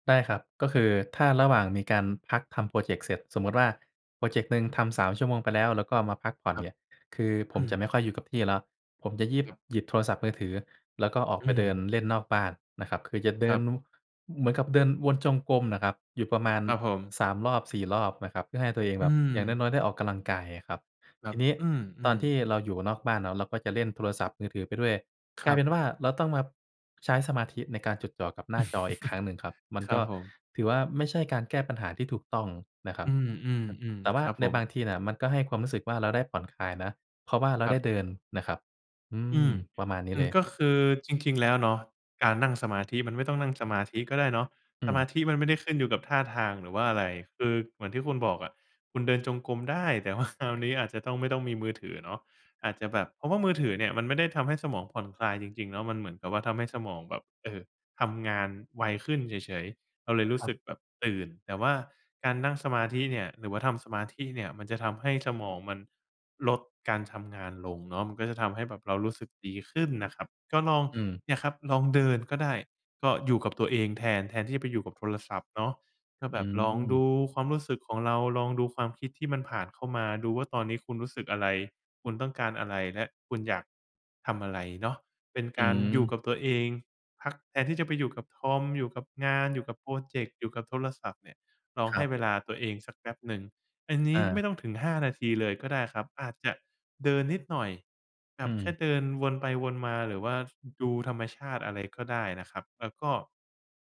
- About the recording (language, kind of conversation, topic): Thai, advice, อยากฝึกสมาธิทุกวันแต่ทำไม่ได้ต่อเนื่อง
- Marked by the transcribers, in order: "ออกกำลังกาย" said as "ออกกะลังกาย"; chuckle; laughing while speaking: "ว่า"